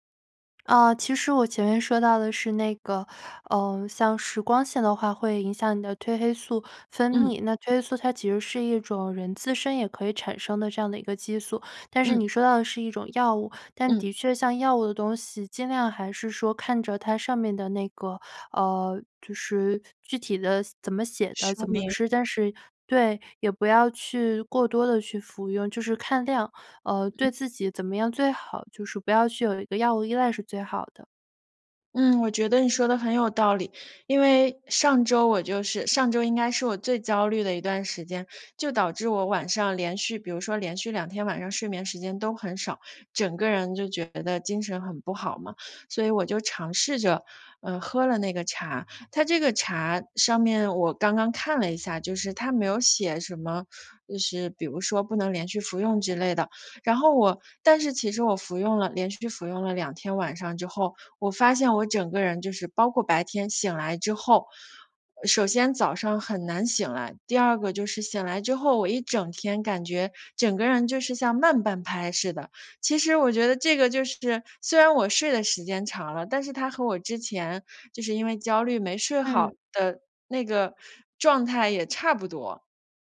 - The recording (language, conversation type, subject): Chinese, advice, 你能描述一下最近持续出现、却说不清原因的焦虑感吗？
- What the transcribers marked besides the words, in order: tapping; teeth sucking